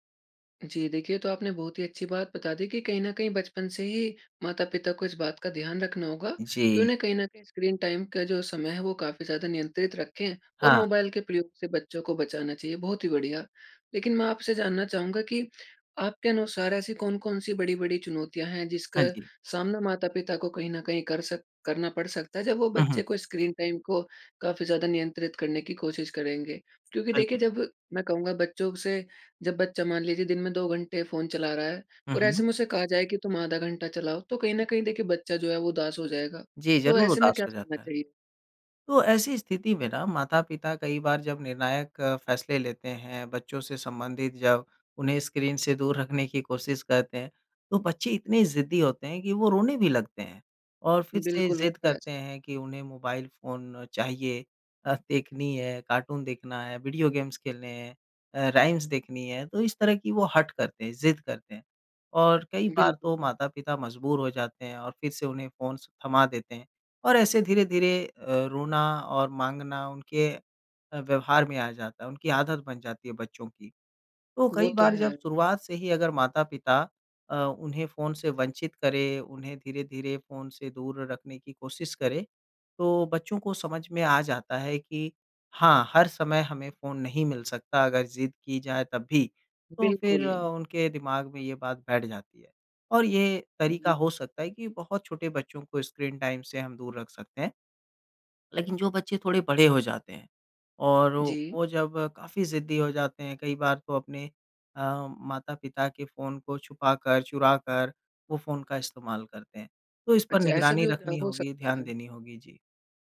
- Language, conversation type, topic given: Hindi, podcast, बच्चों का स्क्रीन समय सीमित करने के व्यावहारिक तरीके क्या हैं?
- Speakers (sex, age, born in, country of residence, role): male, 20-24, India, India, host; male, 25-29, India, India, guest
- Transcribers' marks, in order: in English: "स्क्रीन टाइम"; other background noise; in English: "स्क्रीन टाइम"; tapping; in English: "स्क्रीन"; in English: "राइम्स"; in English: "फ़ोन्स"; in English: "स्क्रीन टाइम"